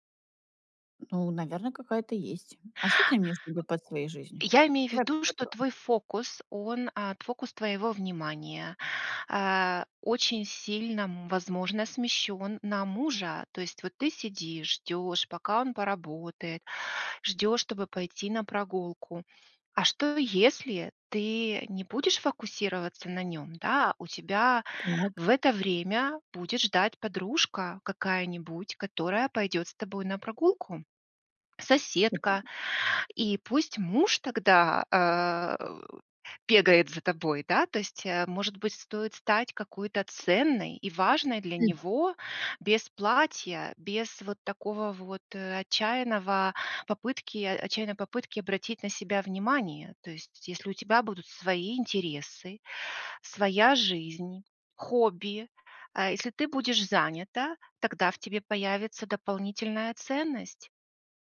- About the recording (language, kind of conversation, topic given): Russian, advice, Почему я постоянно совершаю импульсивные покупки и потом жалею об этом?
- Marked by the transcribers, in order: tapping; unintelligible speech; other noise